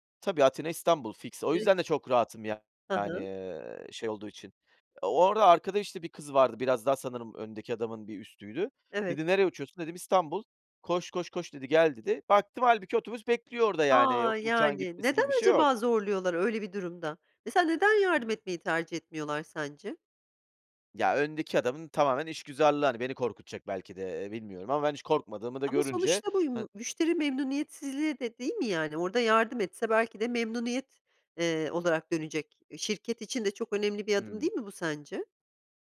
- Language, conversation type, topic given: Turkish, podcast, Uçağı kaçırdığın bir günü nasıl atlattın, anlatır mısın?
- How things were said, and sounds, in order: unintelligible speech; unintelligible speech